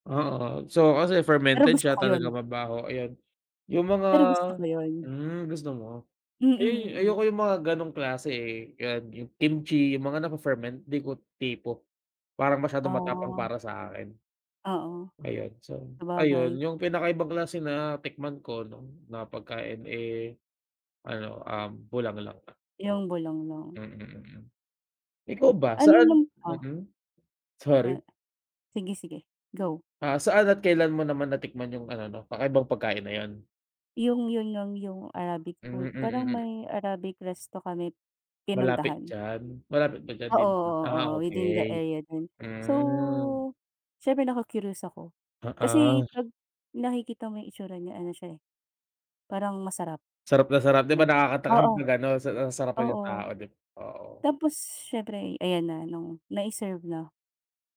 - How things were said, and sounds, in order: wind; bird; laughing while speaking: "pag"; background speech
- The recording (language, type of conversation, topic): Filipino, unstructured, Ano ang pinaka-kakaibang pagkain na natikman mo?